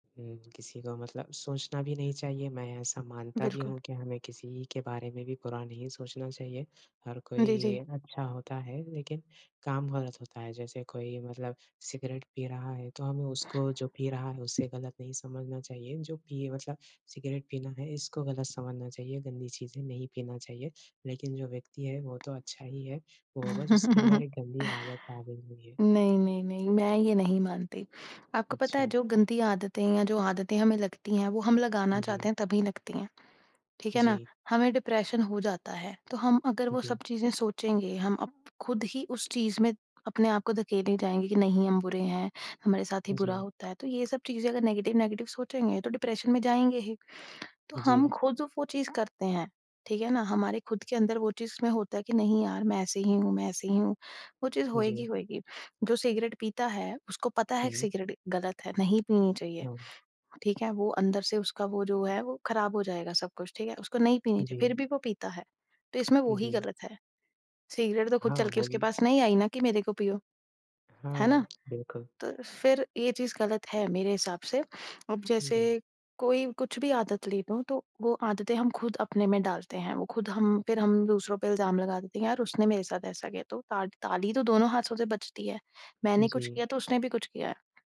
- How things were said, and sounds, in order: tapping; other background noise; chuckle; in English: "नेगेटिव-नेगेटिव"
- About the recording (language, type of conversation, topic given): Hindi, unstructured, अपने बारे में आपको कौन सी बात सबसे ज़्यादा पसंद है?